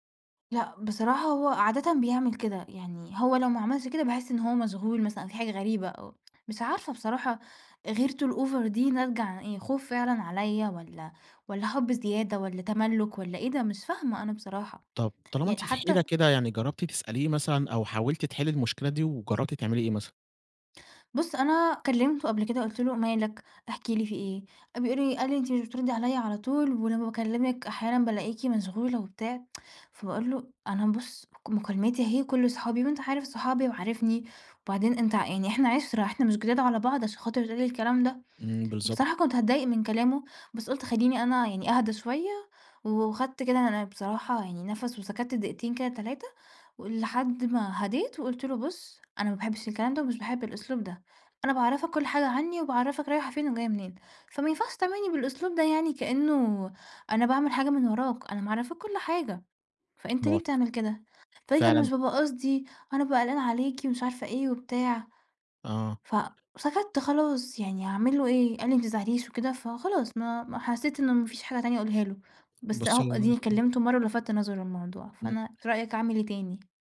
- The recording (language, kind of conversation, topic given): Arabic, advice, ازاي الغيرة الزيادة أثرت على علاقتك؟
- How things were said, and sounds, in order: tapping; in English: "الأوڤر"; tsk; unintelligible speech; unintelligible speech; unintelligible speech